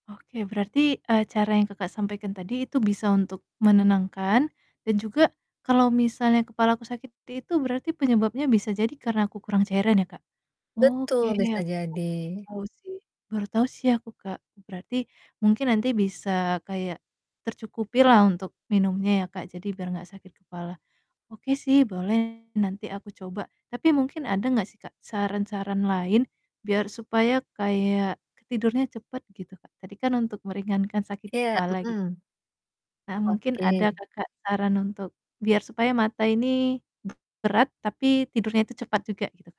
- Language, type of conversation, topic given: Indonesian, advice, Mengapa motivasi saya hilang setelah beberapa minggu mencoba membangun kebiasaan baru?
- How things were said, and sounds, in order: distorted speech